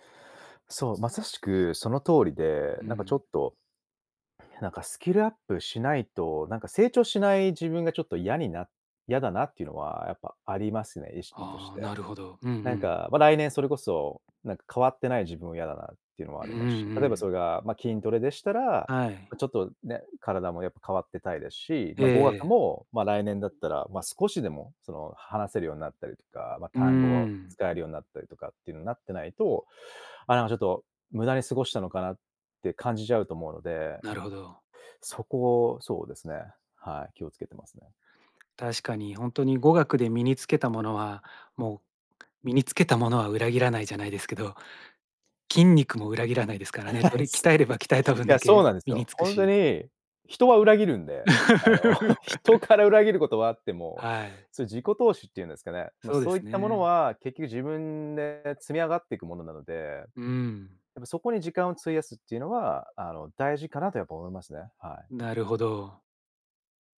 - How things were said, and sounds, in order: tapping; chuckle; unintelligible speech; chuckle; laugh
- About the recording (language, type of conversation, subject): Japanese, podcast, 自分を成長させる日々の習慣って何ですか？